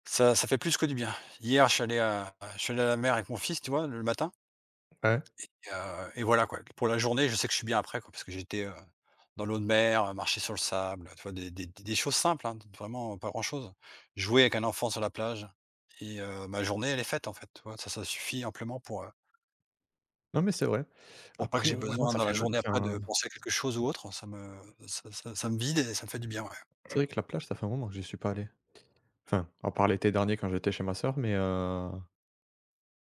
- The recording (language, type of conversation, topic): French, unstructured, Qu’est-ce qui te permet de te sentir en paix avec toi-même ?
- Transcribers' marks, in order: tapping; other background noise